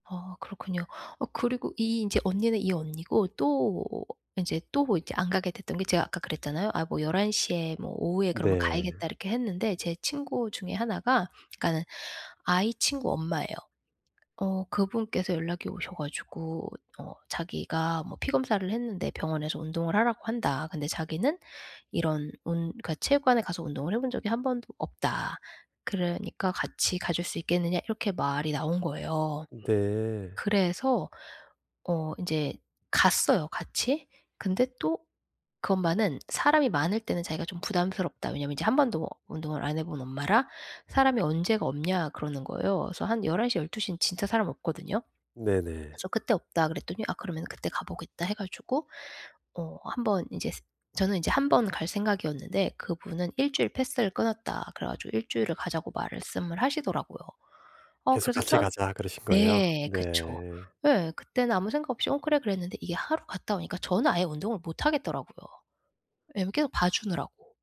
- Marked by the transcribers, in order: other background noise
- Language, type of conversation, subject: Korean, advice, 열정을 잃었을 때 어떻게 다시 찾을 수 있을까요?